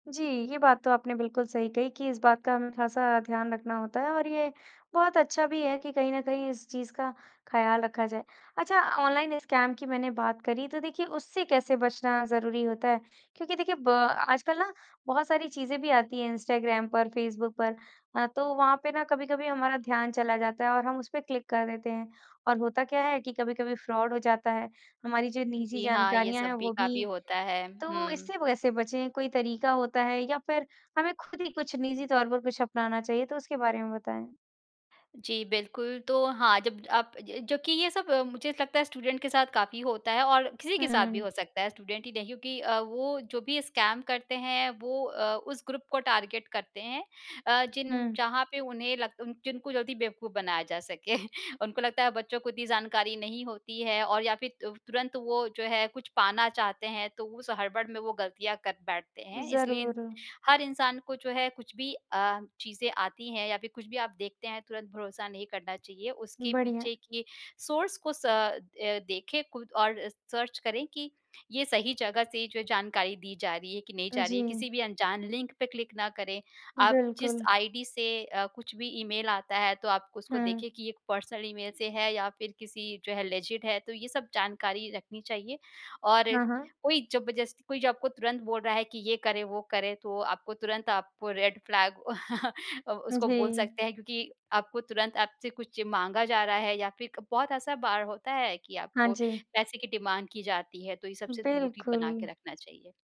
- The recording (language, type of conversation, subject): Hindi, podcast, ऑनलाइन और ऑफलाइन नेटवर्किंग में आप क्या फर्क देखते हैं?
- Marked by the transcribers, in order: in English: "स्कैम"; in English: "क्लिक"; in English: "फ्रॉड"; in English: "स्टूडेंट"; in English: "स्टूडेंट"; in English: "स्कैम"; in English: "ग्रुप"; in English: "टारगेट"; laughing while speaking: "सके"; in English: "सोर्स"; in English: "सर्च"; in English: "क्लिक"; in English: "पर्सनल"; in English: "लेजिड"; in English: "रेड फ्लैग"; chuckle; in English: "डिमांड"